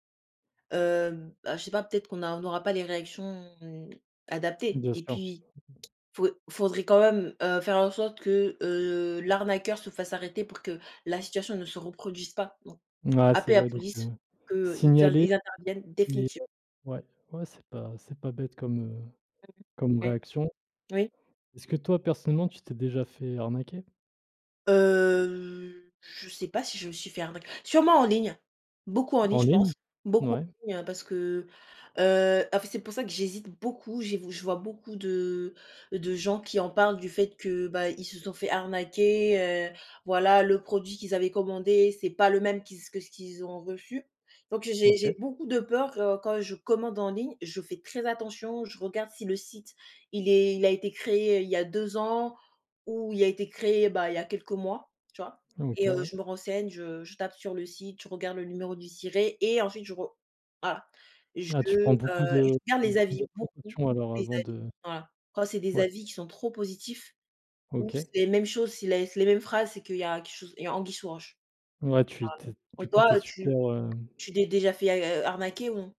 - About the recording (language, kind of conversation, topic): French, unstructured, Comment réagir quand on se rend compte qu’on s’est fait arnaquer ?
- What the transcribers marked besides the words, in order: tapping; other background noise; unintelligible speech; drawn out: "Heu"; stressed: "sûrement en ligne"; stressed: "beaucoup"